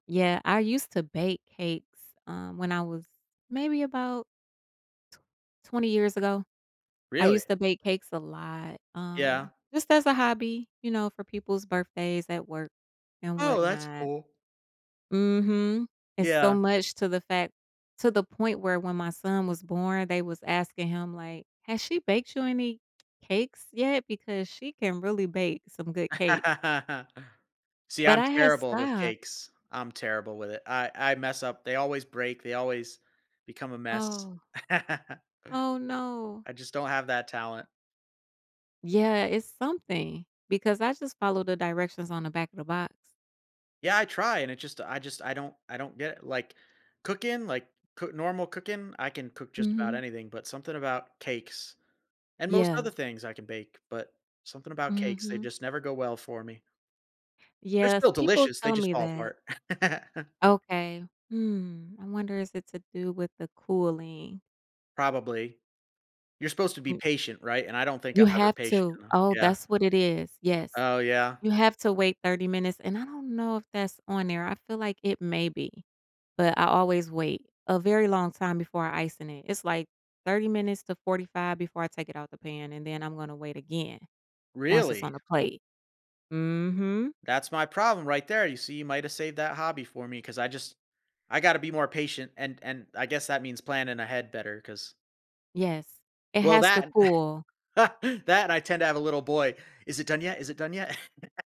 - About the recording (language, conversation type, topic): English, unstructured, How can I use my hobbies to shape my personal story?
- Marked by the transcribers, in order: other background noise; laugh; laugh; laugh; chuckle; laugh